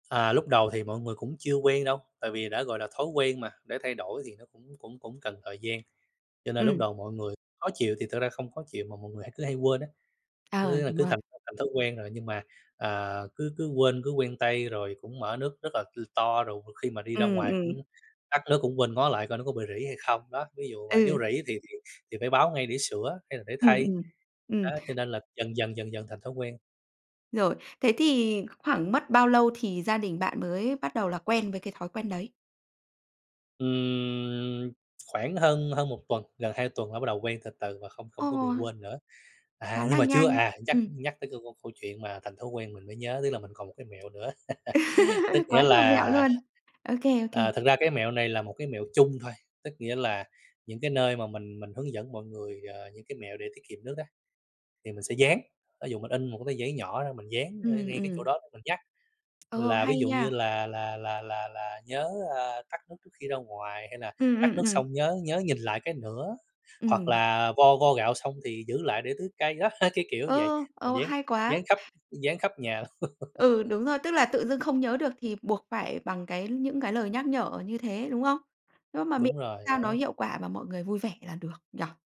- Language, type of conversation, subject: Vietnamese, podcast, Bạn có những mẹo nào để tiết kiệm nước trong sinh hoạt hằng ngày?
- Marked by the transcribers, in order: tapping; drawn out: "Ừm"; other background noise; laugh; laughing while speaking: "Đó"; laugh; other noise